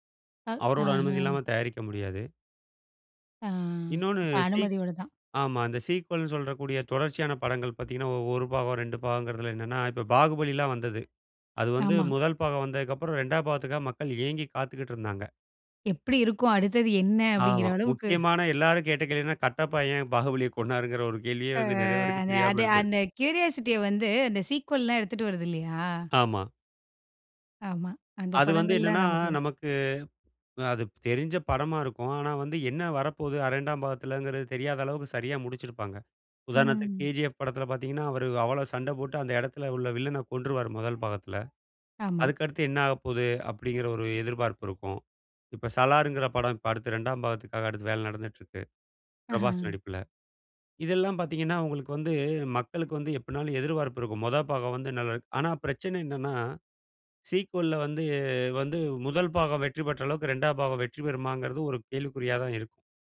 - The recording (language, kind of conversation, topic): Tamil, podcast, ரீமேக்குகள், சீக்வெல்களுக்கு நீங்கள் எவ்வளவு ஆதரவு தருவீர்கள்?
- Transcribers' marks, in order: in English: "சீக்வல்ன்னு"; tapping; laughing while speaking: "கட்டப்பா ஏன் பாகுபலிய கொன்னாருங்கிற ஒரு கேள்வியே வந்து, நிறைய பேருக்கு தெரியாம இருந்தது"; drawn out: "ஆ"; in English: "கியூரியாசிட்டிய"; in English: "சீக்வல்லாம்"; other background noise; "இரண்டாம்" said as "அரண்டாம்"; in English: "சீக்வல்‌ல"